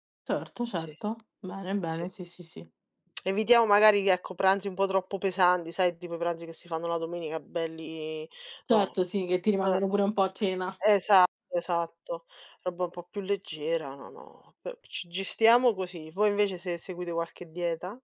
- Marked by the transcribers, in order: other background noise
- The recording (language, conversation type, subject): Italian, unstructured, Come scegli cosa mangiare durante la settimana?